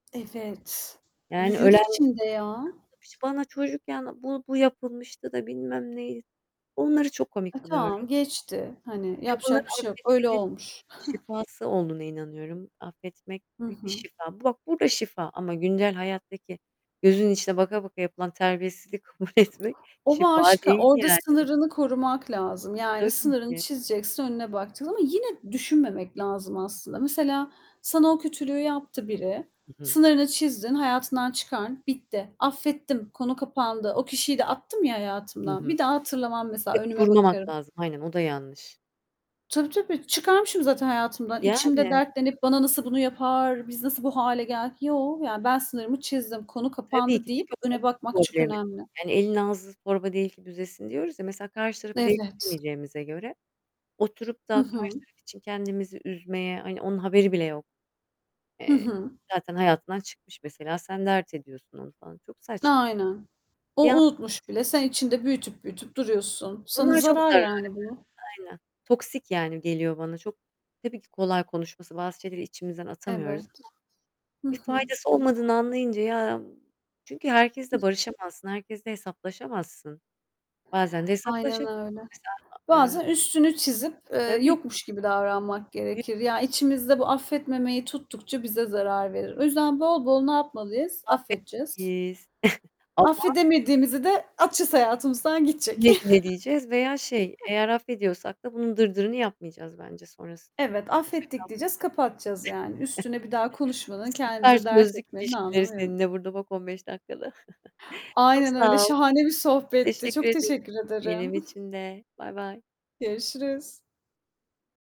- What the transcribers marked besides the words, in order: other background noise; static; distorted speech; unintelligible speech; tapping; chuckle; laughing while speaking: "kabul"; chuckle; chuckle; unintelligible speech; chuckle; chuckle; giggle
- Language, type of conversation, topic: Turkish, unstructured, Affetmek neden bazen bu kadar zor olur?